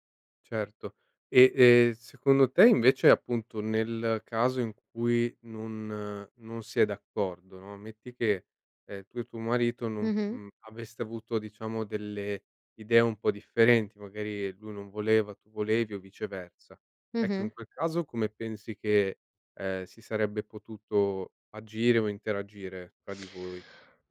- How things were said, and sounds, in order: none
- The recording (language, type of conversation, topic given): Italian, podcast, Come scegliere se avere figli oppure no?
- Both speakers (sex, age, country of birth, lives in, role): female, 20-24, Italy, Italy, guest; male, 30-34, Italy, Italy, host